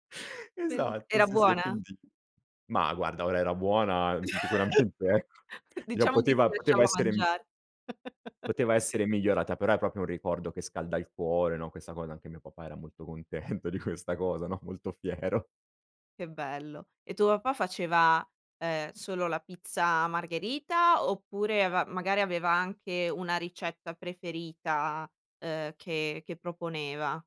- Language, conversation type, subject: Italian, podcast, Qual è un piatto che ti ricorda l’infanzia?
- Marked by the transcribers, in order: laughing while speaking: "sicuramente, ecco"; chuckle; chuckle; "proprio" said as "propio"; laughing while speaking: "contento di questa"; laughing while speaking: "molto fiero"; other background noise; tapping